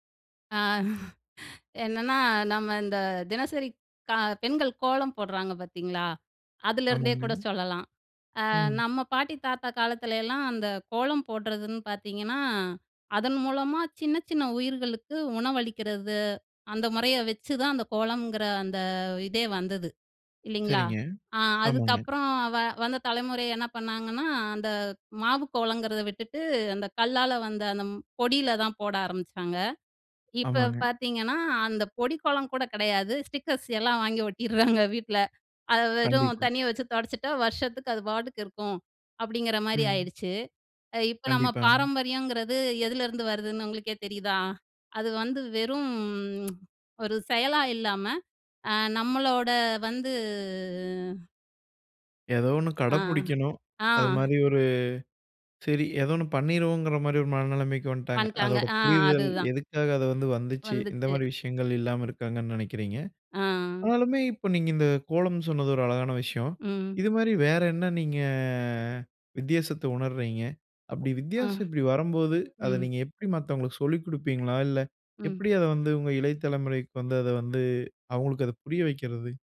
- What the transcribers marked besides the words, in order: chuckle; laughing while speaking: "ஒட்டிடுறாங்க வீட்டுல"; tsk; drawn out: "வந்து"; other background noise
- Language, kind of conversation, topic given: Tamil, podcast, பாரம்பரியத்தை காப்பாற்றி புதியதை ஏற்கும் சமநிலையை எப்படிச் சீராகப் பேணலாம்?